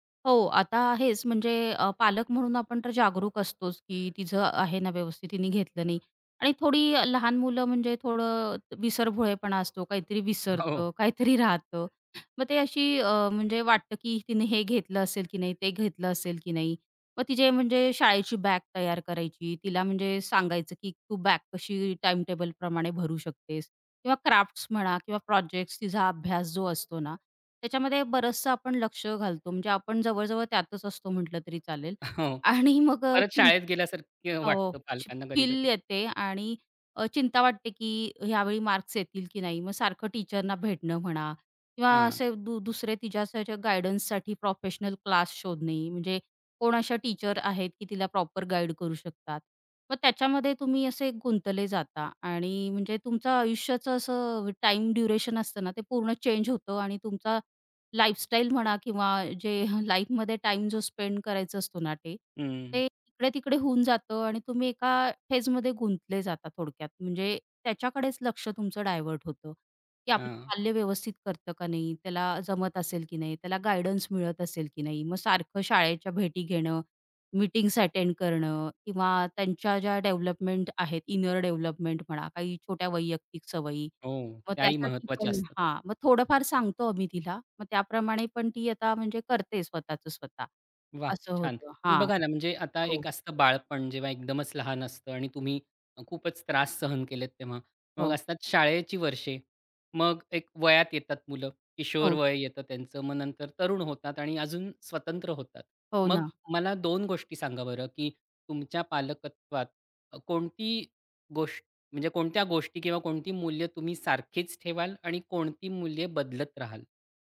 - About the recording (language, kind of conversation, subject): Marathi, podcast, वयाच्या वेगवेगळ्या टप्प्यांमध्ये पालकत्व कसे बदलते?
- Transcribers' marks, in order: tapping; laughing while speaking: "अ, हो"; laughing while speaking: "काहीतरी राहतं"; other background noise; laughing while speaking: "अ, हो"; laughing while speaking: "वाटतं"; laughing while speaking: "आणि मग अ"; unintelligible speech; in English: "प्रॉपर"; in English: "स्पेंड"; in English: "अटेंड"